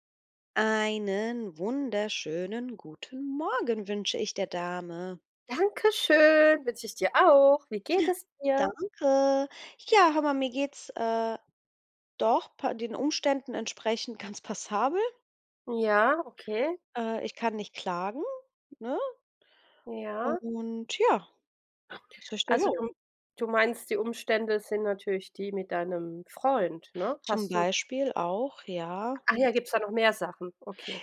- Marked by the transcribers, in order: put-on voice: "Einen wunderschönen guten Morgen wünsche ich der Dame"; put-on voice: "Dankeschön, wünsch ich dir auch. Wie geht es dir?"; gasp; other background noise; unintelligible speech
- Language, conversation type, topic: German, unstructured, Wie organisierst du deinen Tag, damit du alles schaffst?